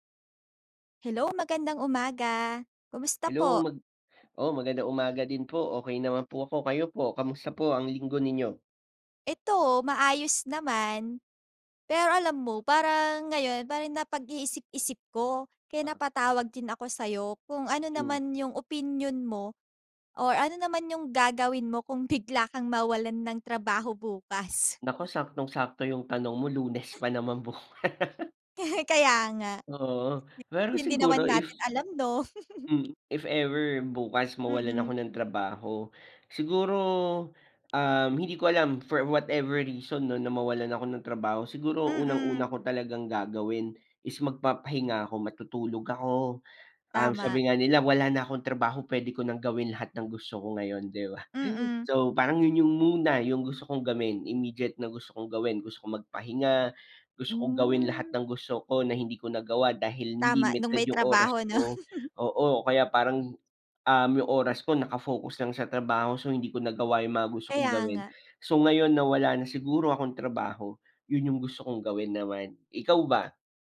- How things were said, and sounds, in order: other background noise; laughing while speaking: "bigla"; laughing while speaking: "bukas"; chuckle; unintelligible speech; giggle; laugh
- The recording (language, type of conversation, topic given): Filipino, unstructured, Ano ang gagawin mo kung bigla kang mawalan ng trabaho bukas?